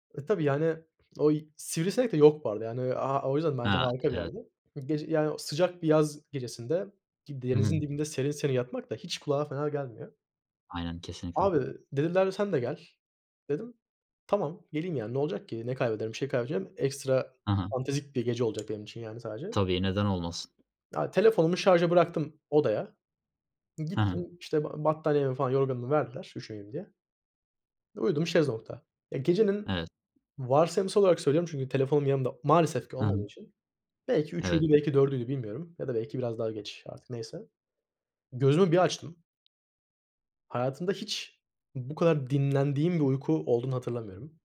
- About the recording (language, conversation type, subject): Turkish, unstructured, En unutulmaz aile tatiliniz hangisiydi?
- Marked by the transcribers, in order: other background noise; tapping